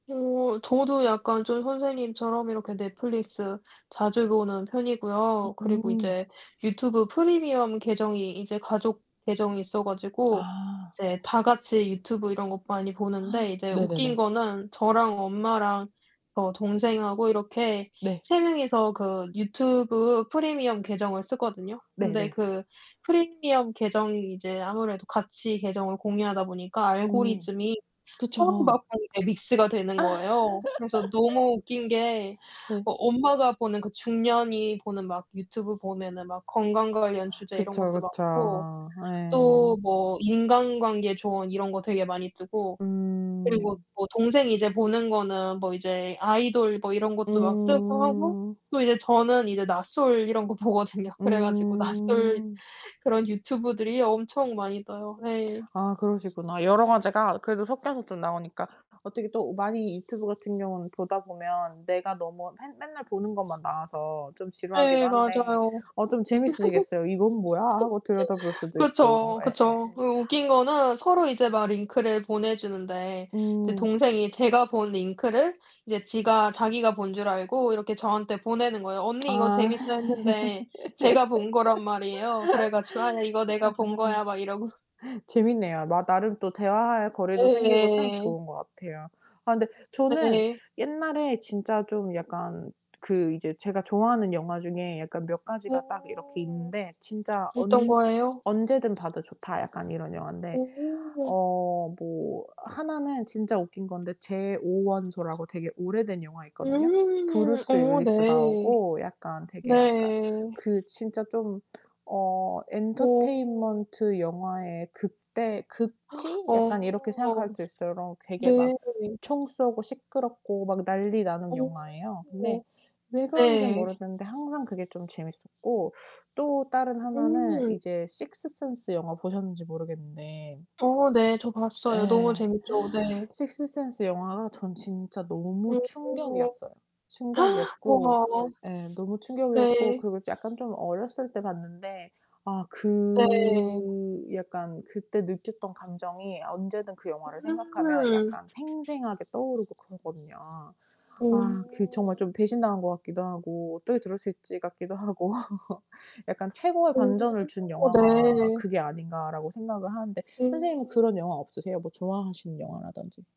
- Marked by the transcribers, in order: static; distorted speech; other background noise; gasp; laugh; laughing while speaking: "보거든요"; laugh; tapping; laugh; laughing while speaking: "이러고"; gasp; gasp; gasp; drawn out: "그"; laughing while speaking: "하고"; laugh
- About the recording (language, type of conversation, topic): Korean, unstructured, 어떤 영화의 결말이 예상과 달라서 놀란 적이 있나요?